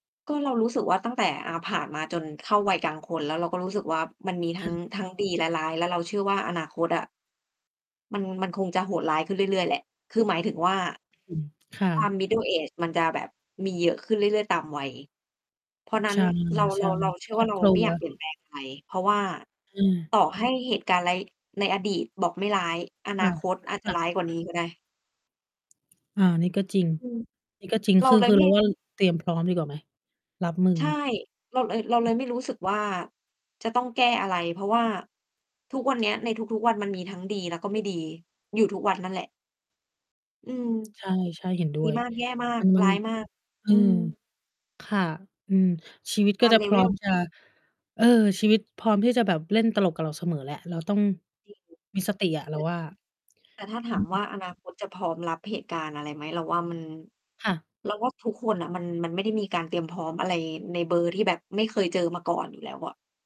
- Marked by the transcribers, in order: distorted speech; in English: "middle age"; other noise; in English: "level"; mechanical hum
- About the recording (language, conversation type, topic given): Thai, unstructured, ช่วงเวลาไหนในชีวิตที่ทำให้คุณเติบโตมากที่สุด?